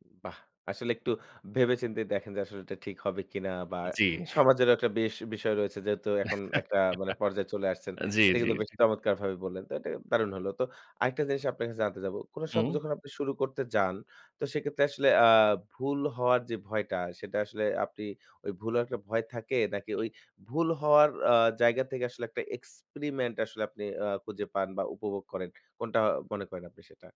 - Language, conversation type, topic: Bengali, podcast, নতুন কোনো শখ শুরু করতে চাইলে তুমি সাধারণত কোথা থেকে শুরু করো?
- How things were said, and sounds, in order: chuckle; tapping